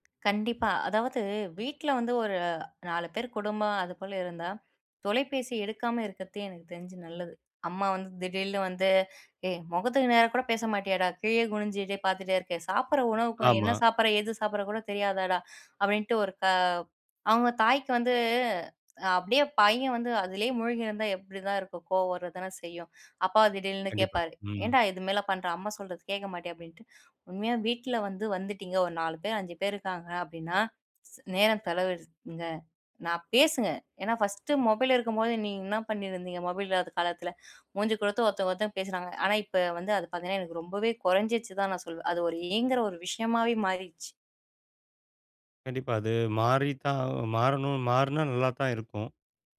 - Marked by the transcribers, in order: other noise; "திடீர்னு" said as "திடீல்னு"; drawn out: "வந்து"; "திடீர்னு" said as "திடீல்னு"
- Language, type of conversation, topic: Tamil, podcast, தொலைபேசியை அணைப்பது உங்களுக்கு எந்த விதங்களில் உதவுகிறது?